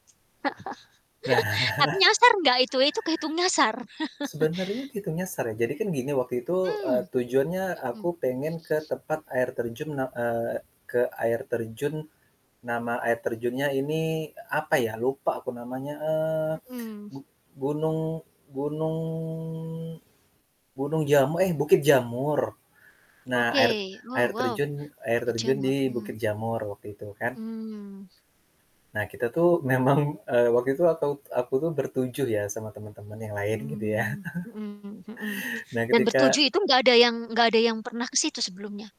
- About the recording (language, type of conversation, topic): Indonesian, podcast, Pernahkah kamu tersesat lalu menemukan tempat lokal yang seru?
- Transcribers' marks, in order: laugh; static; chuckle; chuckle; drawn out: "gunung"; laughing while speaking: "memang"; distorted speech; chuckle